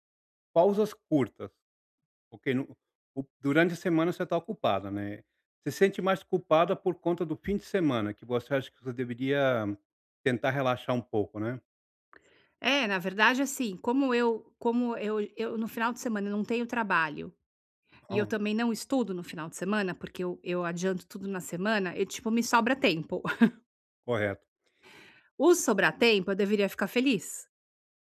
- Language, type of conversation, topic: Portuguese, advice, Por que me sinto culpado ou ansioso ao tirar um tempo livre?
- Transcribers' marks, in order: tapping; chuckle; other background noise